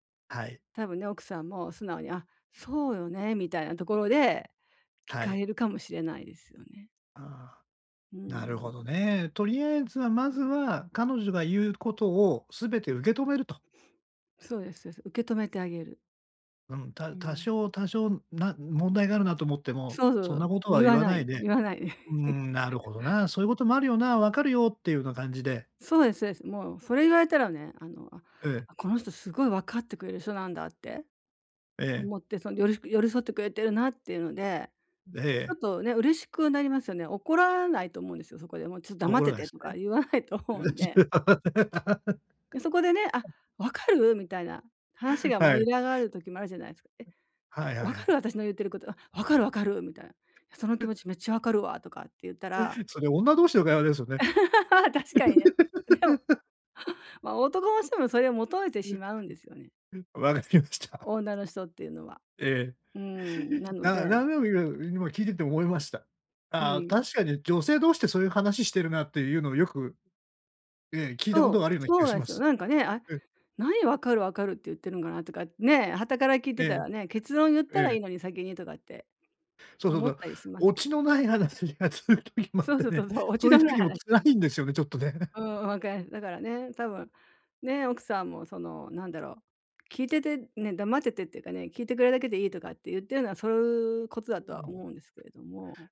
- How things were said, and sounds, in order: chuckle; laughing while speaking: "言わないと思うんで"; laugh; other background noise; other noise; chuckle; chuckle; laughing while speaking: "確かにね。でも"; laugh; laugh; laughing while speaking: "わかりました"; laughing while speaking: "オチのない話が続く時 … すよね、ちょっとね"; laughing while speaking: "落ちのない話で"; laugh
- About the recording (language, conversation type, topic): Japanese, advice, パートナーとの会話で不安をどう伝えればよいですか？